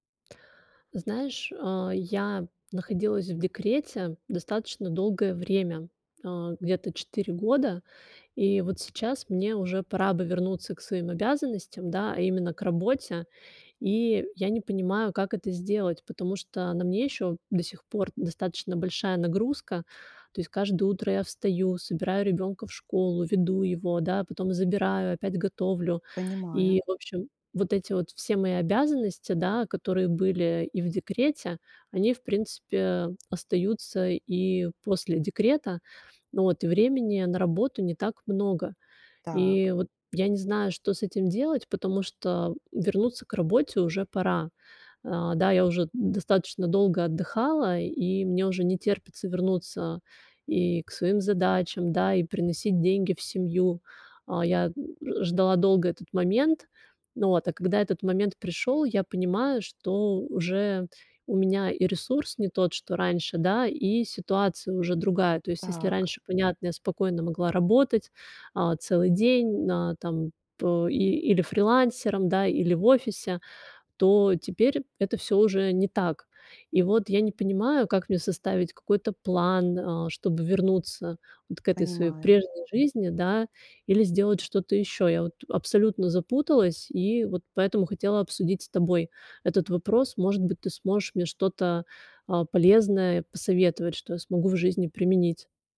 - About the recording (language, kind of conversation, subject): Russian, advice, Как мне спланировать постепенное возвращение к своим обязанностям?
- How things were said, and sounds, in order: tapping